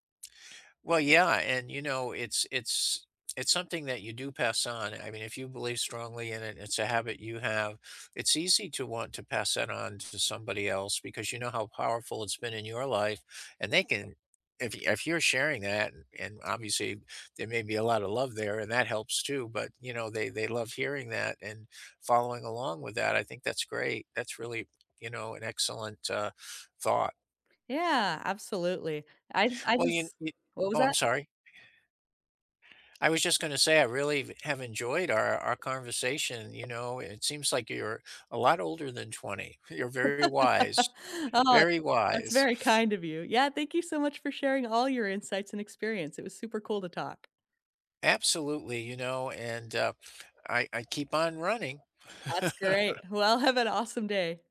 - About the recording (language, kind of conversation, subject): English, unstructured, How do your traditions shape your everyday routines, relationships, and choices?
- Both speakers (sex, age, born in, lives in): female, 20-24, United States, United States; male, 70-74, United States, United States
- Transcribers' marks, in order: other background noise; laugh; laugh